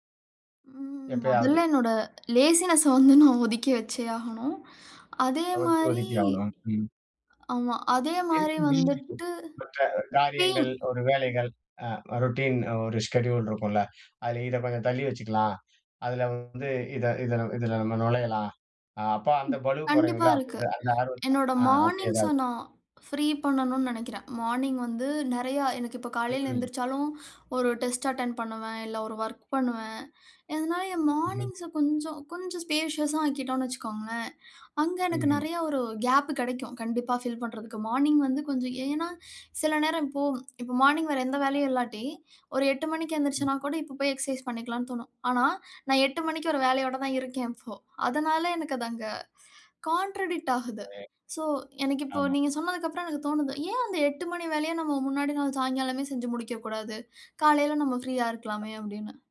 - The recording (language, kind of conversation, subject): Tamil, podcast, ஒரு நாள் பயிற்சியைத் தவற விட்டால், மீண்டும் தொடங்க நீங்கள் என்ன செய்யலாம்?
- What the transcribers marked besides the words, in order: in English: "லேசினஸ்ஸ"; unintelligible speech; in English: "பெயின்"; in English: "ரொட்டின்"; in English: "ஷெட்யூல்"; in English: "டெஸ்ட் அட்டெண்ட்"; in English: "ஸ்பேஷியஸா"; in English: "கேப்"; lip smack; in English: "எக்சர்சைஸ்"; in English: "கான்ட்ரடிக்ட்"; unintelligible speech